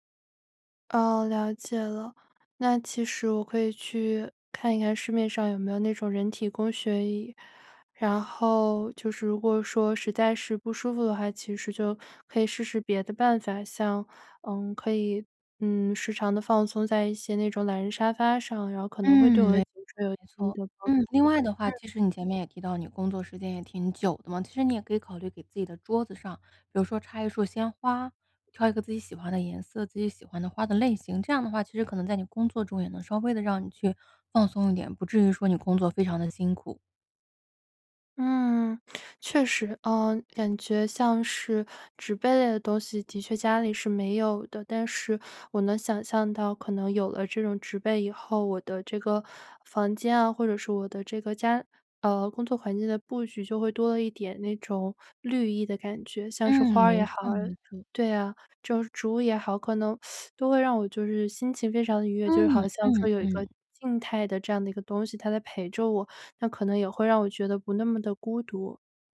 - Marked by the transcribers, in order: teeth sucking
- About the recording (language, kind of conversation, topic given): Chinese, advice, 在家如何放松又不感到焦虑？